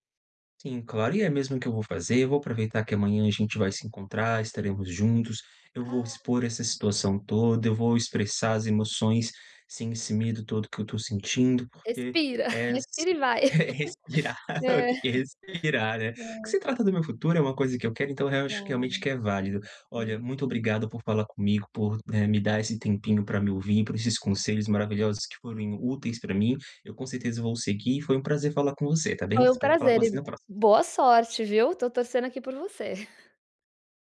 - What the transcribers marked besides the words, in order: tapping; laughing while speaking: "respirar, tem que respirar"; chuckle; laugh; chuckle
- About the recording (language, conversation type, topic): Portuguese, advice, Como posso expressar as minhas emoções sem medo de ser julgado?